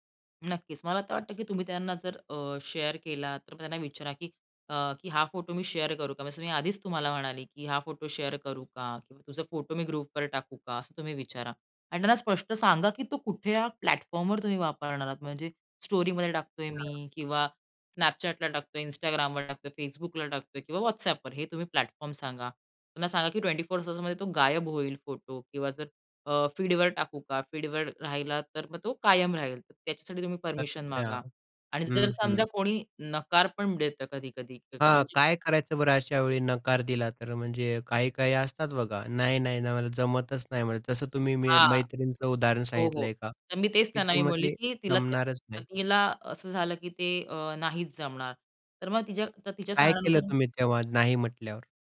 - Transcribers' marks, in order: in English: "शेअर"; in English: "शेअर"; in English: "शेअर"; in English: "ग्रुपवर"; "कुठल्या" said as "कुठ्या"; tapping; in English: "प्लॅटफॉर्मवर"; in English: "स्टोरीमध्ये"; in English: "प्लॅटफॉर्म"; in English: "फीडवर"; in English: "फीडवर"
- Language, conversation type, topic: Marathi, podcast, इतरांचे फोटो शेअर करण्यापूर्वी परवानगी कशी विचारता?